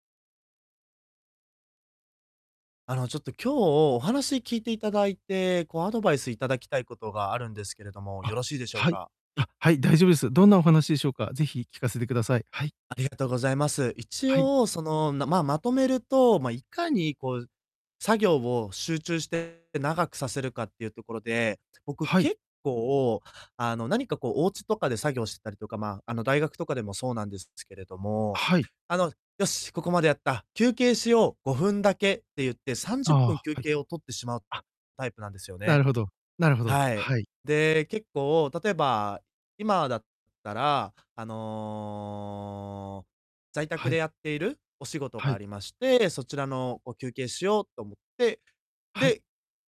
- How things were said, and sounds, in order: distorted speech; tapping; drawn out: "あの"
- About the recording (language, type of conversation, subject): Japanese, advice, 中断を減らして仕事に集中するにはどうすればよいですか？